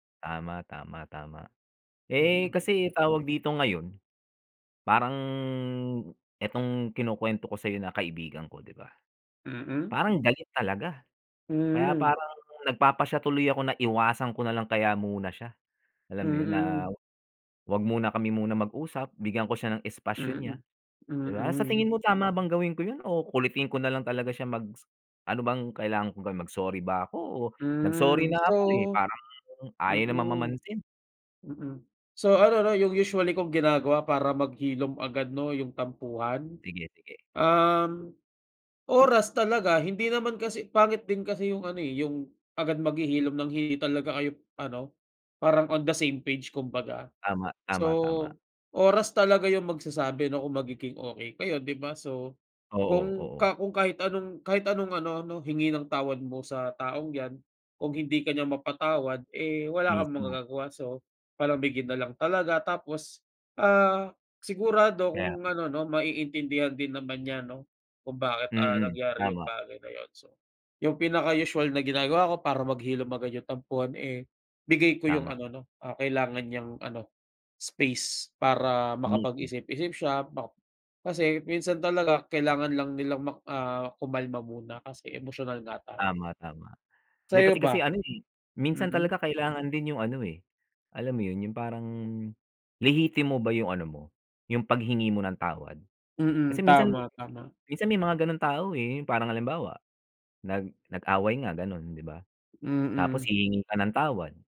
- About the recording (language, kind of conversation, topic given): Filipino, unstructured, Paano mo nilulutas ang mga tampuhan ninyo ng kaibigan mo?
- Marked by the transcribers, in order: other background noise; in English: "on the same page"; tapping